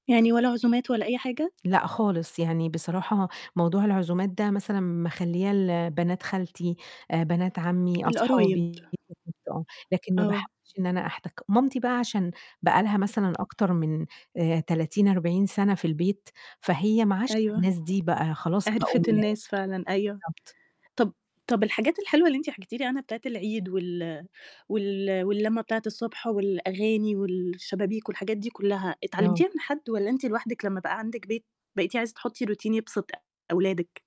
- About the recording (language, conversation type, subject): Arabic, podcast, إيه الحاجات البسيطة اللي بتغيّر جوّ البيت على طول؟
- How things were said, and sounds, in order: static; tapping; distorted speech; unintelligible speech; other background noise; in English: "routine"